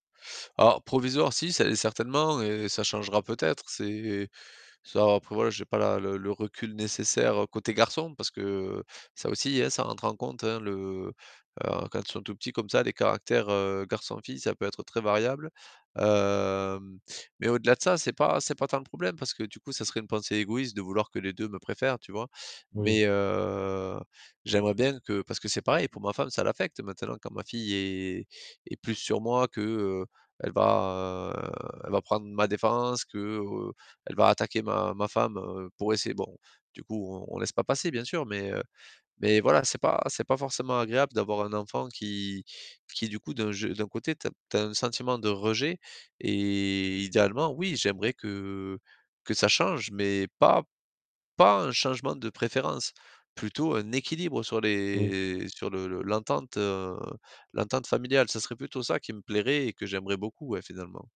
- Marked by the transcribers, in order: drawn out: "Hem"; drawn out: "heu"; drawn out: "va"; distorted speech; stressed: "équilibre"
- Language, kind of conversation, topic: French, advice, Comment vivez-vous le fait de vous sentir le parent préféré ou, au contraire, négligé ?